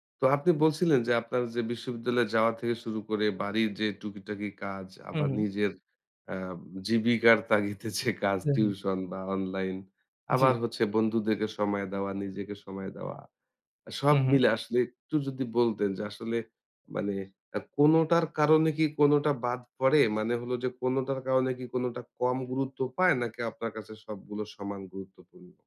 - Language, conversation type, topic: Bengali, podcast, আপনি কাজ ও ব্যক্তিগত জীবনের ভারসাম্য কীভাবে বজায় রাখেন?
- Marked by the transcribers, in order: other background noise; laughing while speaking: "তাগিদে যে কাজ"